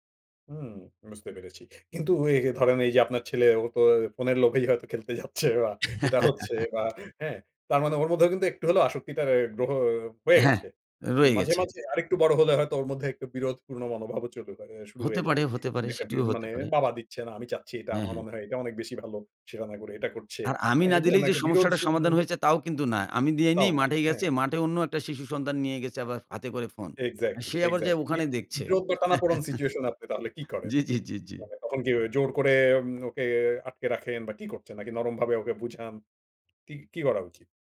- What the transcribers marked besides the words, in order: laughing while speaking: "লোভেই হয়তো খেলতে যাচ্ছে বা এটা হচ্ছে বা হ্যাঁ?"; other background noise; chuckle; tapping; "হাতে" said as "ফাতে"; in English: "সিচুয়েশন"; chuckle
- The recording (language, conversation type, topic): Bengali, podcast, শিশুদের স্ক্রিন ব্যবহার নিয়ন্ত্রণ করতে আপনি কী পরামর্শ দেবেন?